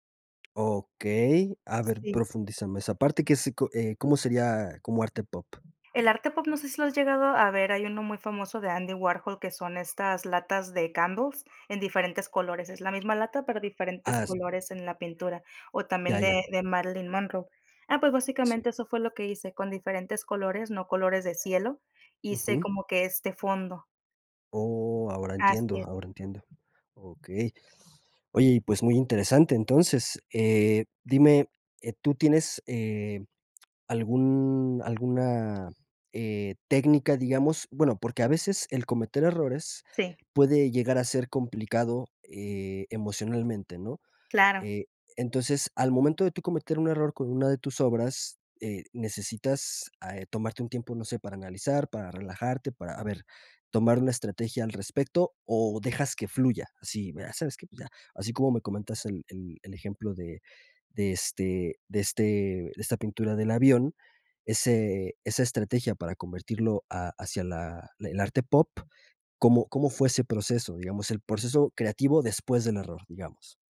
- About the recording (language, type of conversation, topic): Spanish, podcast, ¿Qué papel juega el error en tu proceso creativo?
- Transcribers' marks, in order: tapping; other background noise